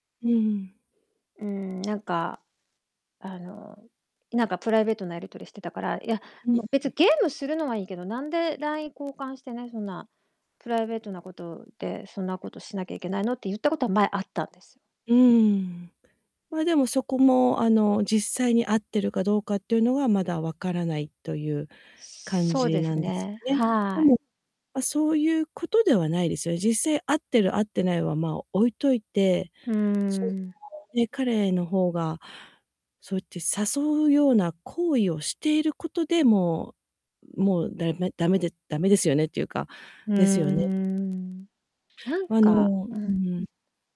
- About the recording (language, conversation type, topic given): Japanese, advice, パートナーの浮気を疑って不安なのですが、どうすればよいですか？
- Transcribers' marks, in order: distorted speech; static; other background noise; unintelligible speech